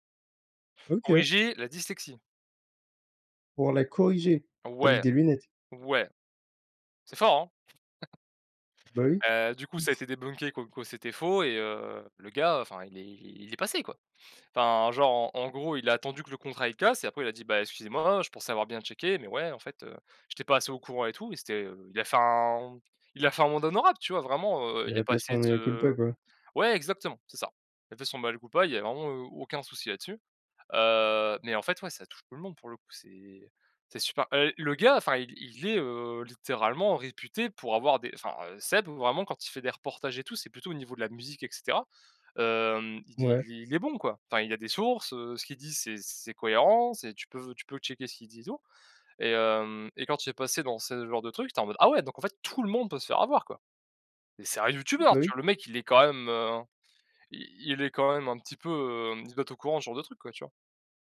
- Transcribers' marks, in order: other noise; other background noise; stressed: "tout"
- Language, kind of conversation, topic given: French, unstructured, Comment la technologie peut-elle aider à combattre les fausses informations ?